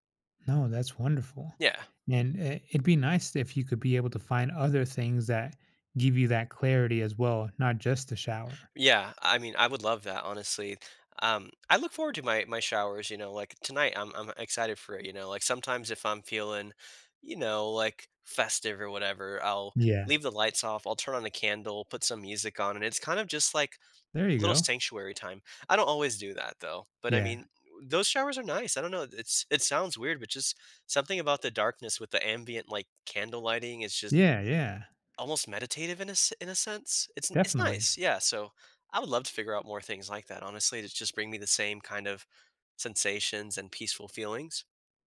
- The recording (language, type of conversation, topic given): English, advice, How can I relax and unwind after a busy day?
- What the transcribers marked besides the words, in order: tapping